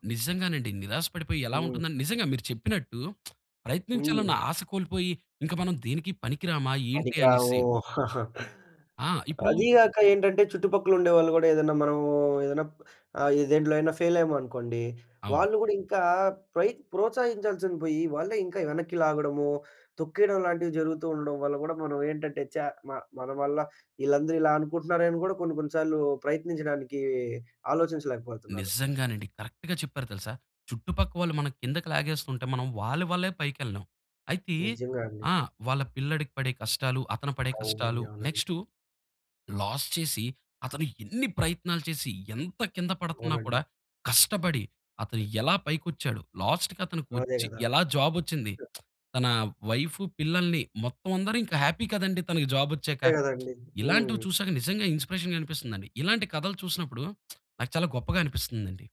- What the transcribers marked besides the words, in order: lip smack; chuckle; in English: "కరెక్ట్‌గా"; in English: "లాస్"; in English: "లాస్ట్‌కి"; lip smack; in English: "వైఫ్"; in English: "హ్యాపీ"; lip smack; in English: "ఇన్‌స్పిరేషన్‌గా"; lip smack
- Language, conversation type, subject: Telugu, podcast, మంచి కథ అంటే మీకు ఏమనిపిస్తుంది?